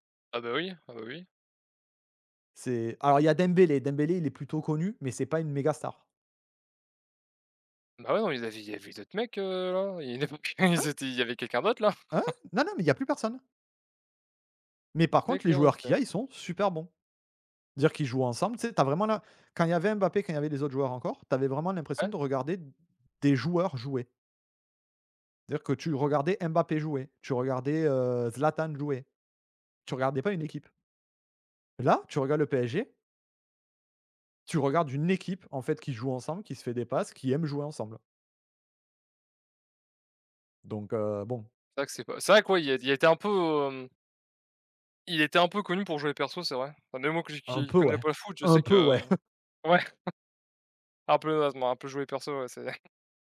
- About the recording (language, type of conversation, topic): French, unstructured, Quel événement historique te rappelle un grand moment de bonheur ?
- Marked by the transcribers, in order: tapping; laughing while speaking: "il y en avait"; chuckle; surprised: "Hein ?"; surprised: "Hein ?"; chuckle; chuckle; chuckle; other background noise